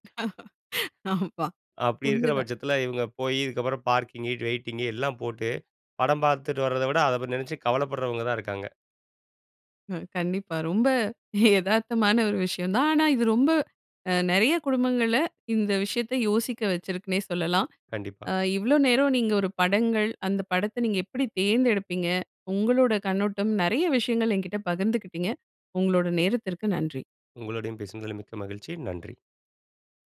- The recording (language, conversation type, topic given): Tamil, podcast, ஓர் படத்தைப் பார்க்கும்போது உங்களை முதலில் ஈர்க்கும் முக்கிய காரணம் என்ன?
- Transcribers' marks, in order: laughing while speaking: "ஆமா. உண்மைதான்"; laughing while speaking: "எதார்த்தமான"